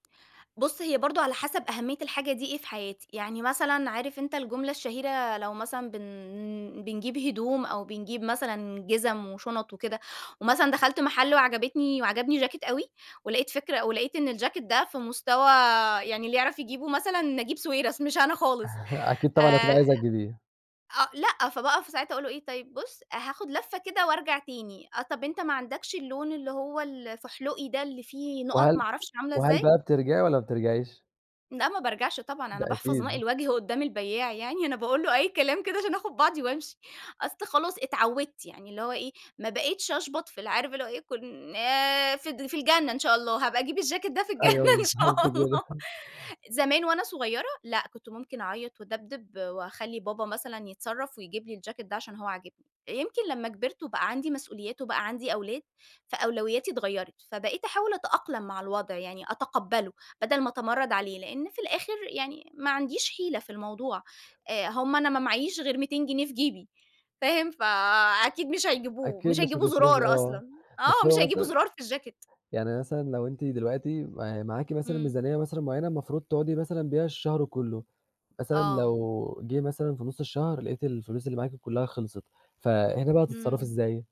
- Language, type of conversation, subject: Arabic, podcast, إيه أهم نصيحة للّبس بميزانية محدودة؟
- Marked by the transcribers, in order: tapping; chuckle; laughing while speaking: "أنا باقول له أي كلام كده عشان أخد بعضي وأمشي"; laughing while speaking: "بالضبط كده"; laughing while speaking: "في الجنة إن شاء الله"